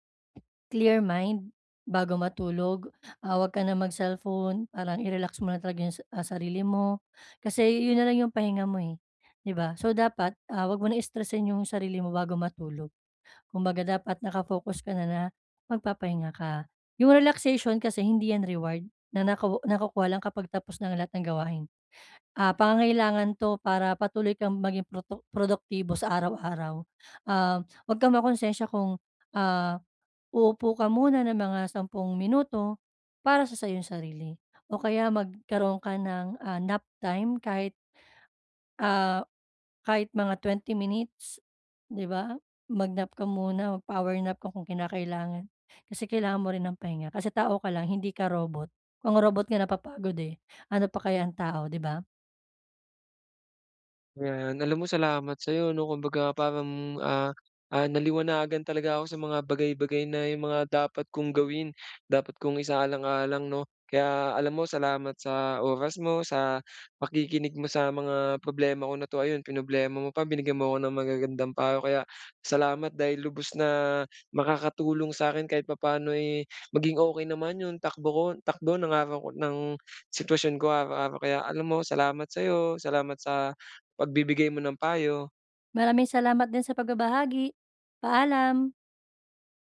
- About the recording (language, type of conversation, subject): Filipino, advice, Paano ako makakapagpahinga sa bahay kung palagi akong abala?
- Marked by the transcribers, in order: in English: "Clear mind"; in English: "mag-power nap"